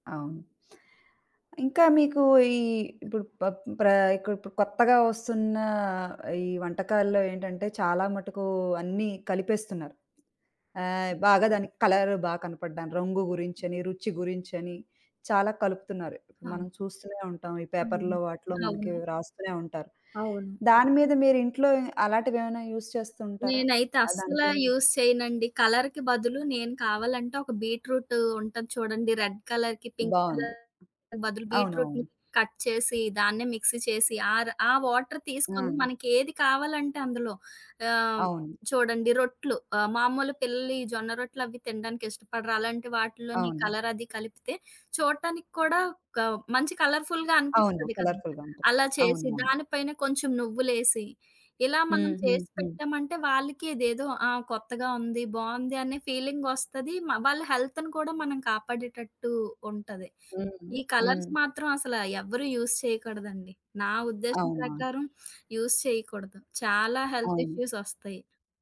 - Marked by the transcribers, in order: other background noise; tapping; in English: "కలర్"; in English: "పేపర్‌లో"; in English: "యూజ్"; in English: "యూస్"; in English: "కలర్‌కి"; in English: "రెడ్ కలర్‌కి, పింక్ కలర్‌కి"; in English: "కట్"; in English: "వాటర్"; in English: "కలర్‌ఫుల్‌గా"; in English: "కలర్‌ఫుల్‌గా"; other noise; in English: "హెల్త్‌ని"; in English: "కలర్స్"; in English: "యూజ్"; in English: "యూజ్"
- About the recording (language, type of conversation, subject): Telugu, podcast, మీ కుటుంబంలో తరతరాలుగా వస్తున్న పాత వంటకాల కథలు, స్మృతులు పంచగలరా?